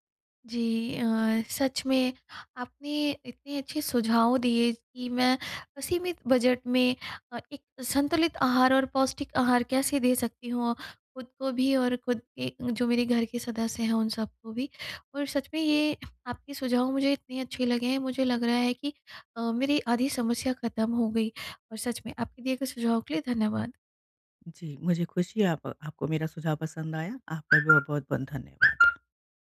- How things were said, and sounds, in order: alarm
- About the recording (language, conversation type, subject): Hindi, advice, सीमित बजट में आप रोज़ाना संतुलित आहार कैसे बना सकते हैं?